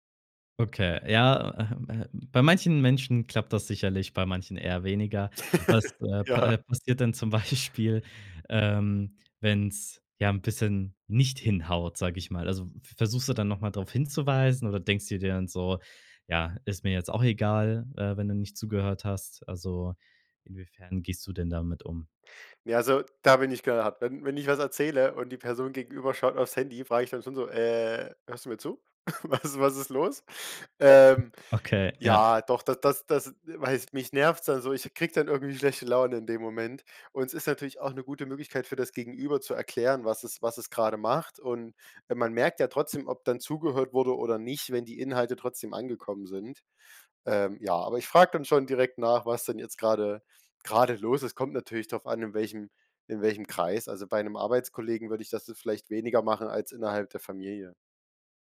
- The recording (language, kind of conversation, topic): German, podcast, Wie ziehst du persönlich Grenzen bei der Smartphone-Nutzung?
- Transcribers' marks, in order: laugh; laughing while speaking: "Ja"; laughing while speaking: "Beispiel"; laughing while speaking: "Was"; other background noise